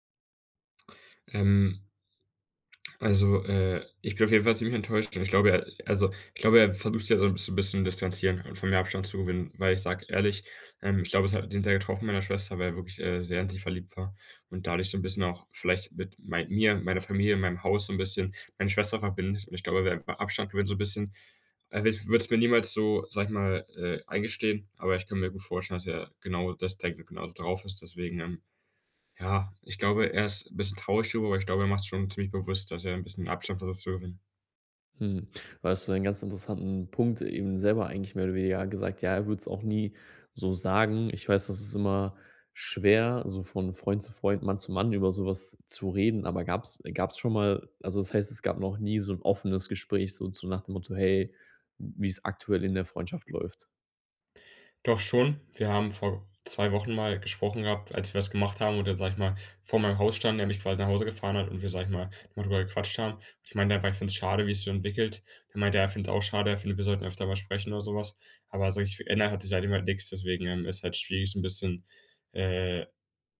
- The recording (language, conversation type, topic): German, advice, Wie gehe ich am besten mit Kontaktverlust in Freundschaften um?
- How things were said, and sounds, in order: none